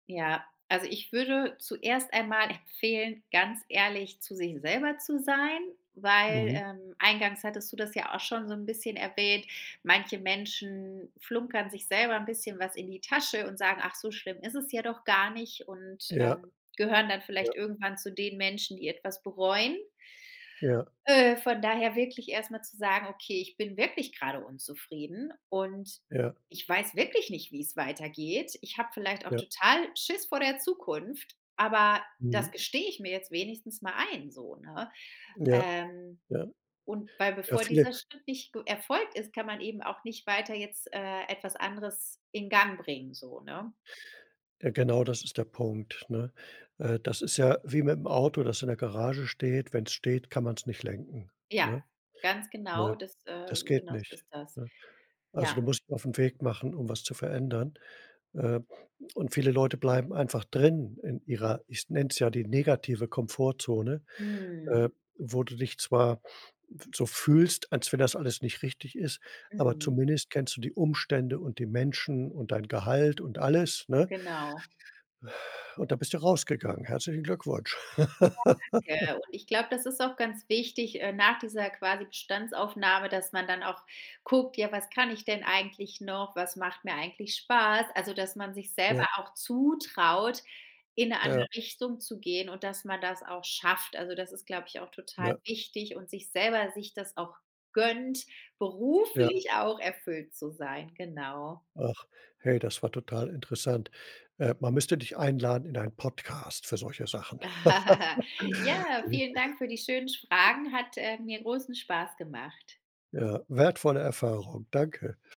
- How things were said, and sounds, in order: stressed: "wirklich nicht"; snort; sigh; laugh; stressed: "wichtig"; stressed: "gönnt"; laugh; laugh; other background noise
- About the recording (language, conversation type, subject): German, podcast, Woran merkst du, dass du beruflich feststeckst?